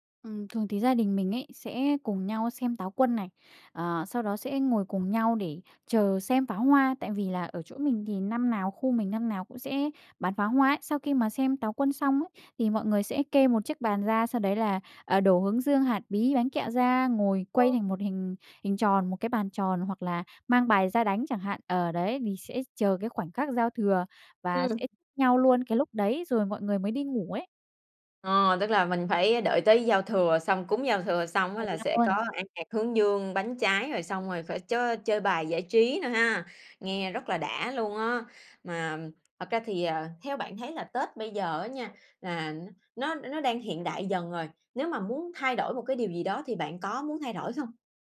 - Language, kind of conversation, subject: Vietnamese, podcast, Bạn có thể kể về một kỷ niệm Tết gia đình đáng nhớ của bạn không?
- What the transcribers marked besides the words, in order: unintelligible speech; tapping; unintelligible speech; other background noise